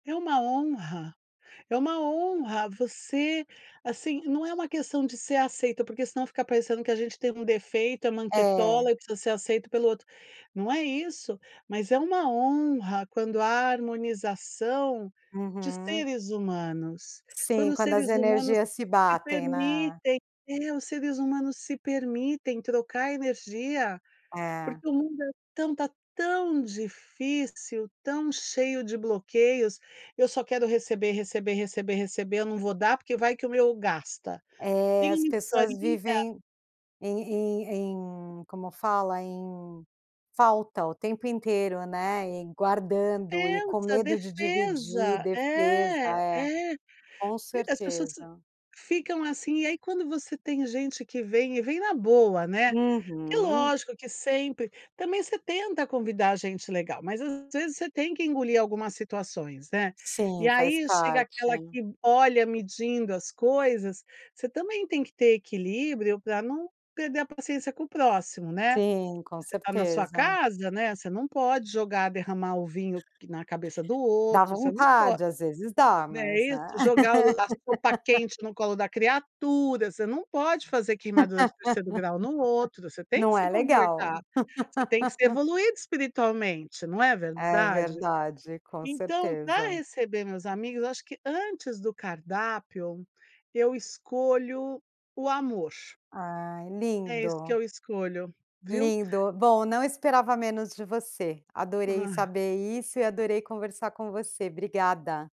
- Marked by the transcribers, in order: unintelligible speech; laugh; laugh; laugh
- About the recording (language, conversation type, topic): Portuguese, podcast, Como você escolhe o cardápio para receber amigos em casa?